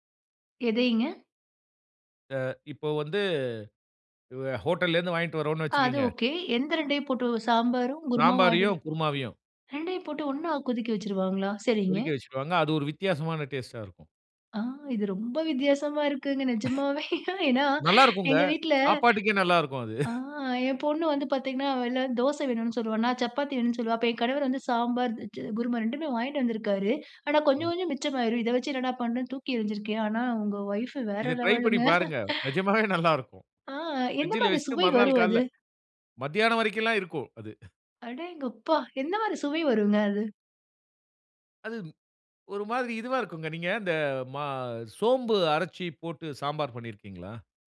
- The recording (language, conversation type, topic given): Tamil, podcast, மிச்சமான உணவை புதிதுபோல் சுவையாக மாற்றுவது எப்படி?
- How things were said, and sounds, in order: surprised: "ரெண்டையும் போட்டு ஒன்னா கொதிக்க வச்சுருவாங்களா?"; surprised: "ஆ. இது ரொம்ப வித்தியாசமா இருக்குங் நிஜமாவே"; laughing while speaking: "இது ரொம்ப வித்தியாசமா இருக்குங் நிஜமாவே"; chuckle; joyful: "நல்லா இருக்கும்ங்க. சாப்பாட்டுக்கே நல்ல இருக்கும் அது"; chuckle; surprised: "ஆனா, உங்க ஒய்ஃப் வேற லெவலுங்க"; in English: "ட்ரை"; trusting: "நிஜமாகவே நல்ல இருக்கும். பிரிட்ஜ்யில வைச்சிட்டு மறுநாள் காலையில மதியானம் வரைக்கும் எல்லாம் இருக்கும் அது"; laugh; surprised: "அடேங்கப்பா!"